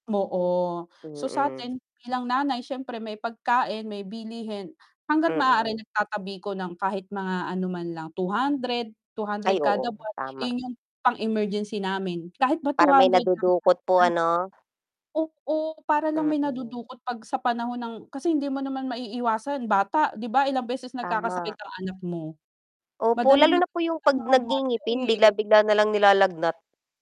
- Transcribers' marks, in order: distorted speech; static; other background noise; mechanical hum; tapping
- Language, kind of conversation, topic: Filipino, unstructured, Paano mo binabadyet ang iyong buwanang gastusin?